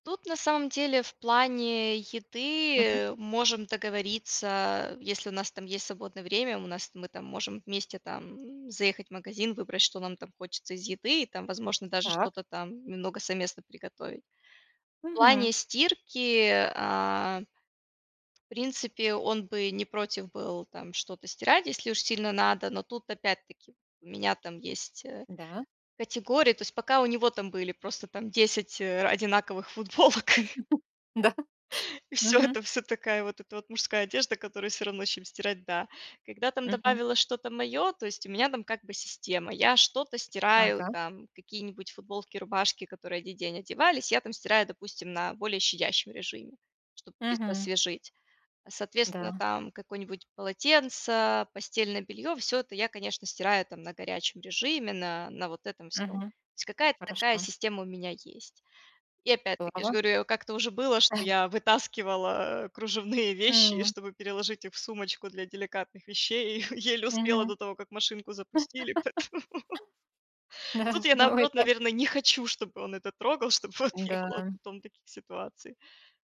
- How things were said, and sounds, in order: tapping; chuckle; laugh; laughing while speaking: "Да"; laugh; chuckle; laughing while speaking: "еле успела до того, как машинку запустили, поэтому"; laugh; laughing while speaking: "Да"; laughing while speaking: "вот не было потом таких ситуаций"
- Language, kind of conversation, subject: Russian, podcast, Как договариваться о личном пространстве в доме?